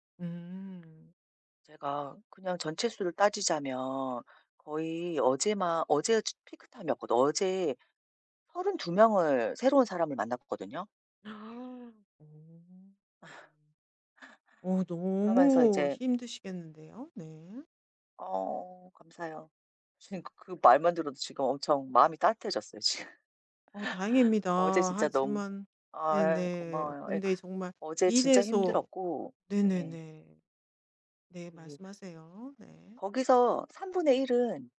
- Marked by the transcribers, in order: tapping; gasp; other background noise; laugh; laughing while speaking: "지금"; laugh
- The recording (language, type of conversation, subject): Korean, advice, 사람들 앞에서 긴장하거나 불안할 때 어떻게 대처하면 도움이 될까요?